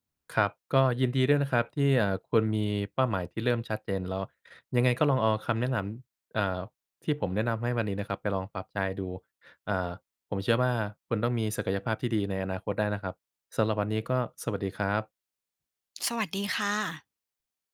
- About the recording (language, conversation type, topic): Thai, advice, ฉันควรจัดลำดับความสำคัญของเป้าหมายหลายอย่างที่ชนกันอย่างไร?
- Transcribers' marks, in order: none